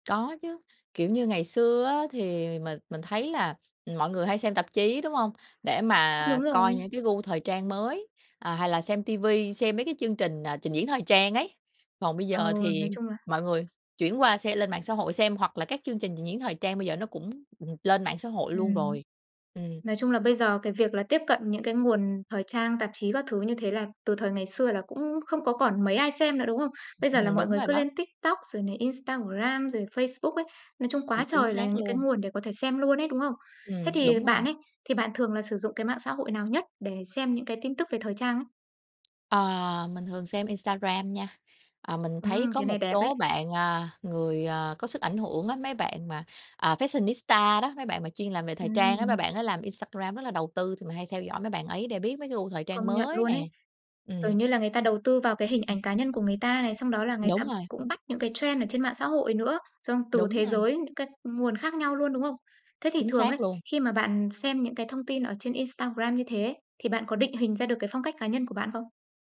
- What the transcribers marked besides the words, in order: tapping; in English: "fashionista"; in English: "trend"
- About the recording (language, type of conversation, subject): Vietnamese, podcast, Bạn nghĩ mạng xã hội đang làm thay đổi gu thời thượng ra sao?